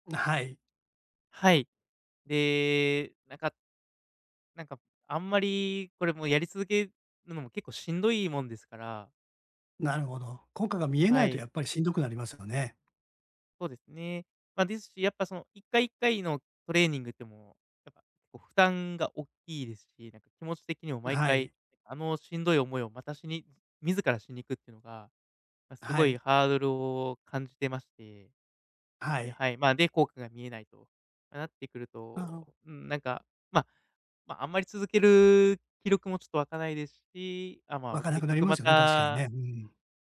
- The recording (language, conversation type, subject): Japanese, advice, トレーニングの効果が出ず停滞して落ち込んでいるとき、どうすればよいですか？
- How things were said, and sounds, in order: none